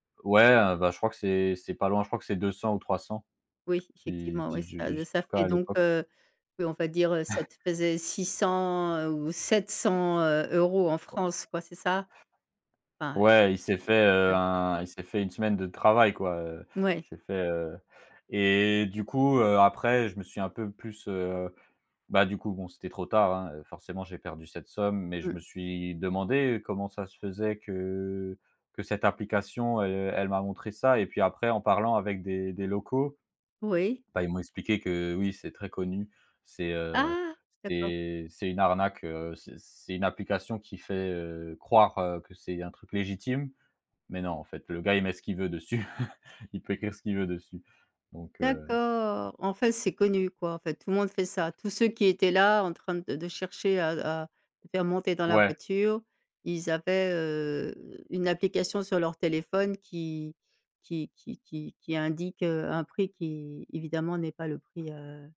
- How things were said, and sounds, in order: chuckle; other background noise; chuckle; drawn out: "D'accord"
- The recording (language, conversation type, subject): French, podcast, Comment as-tu géré une arnaque à l’étranger ?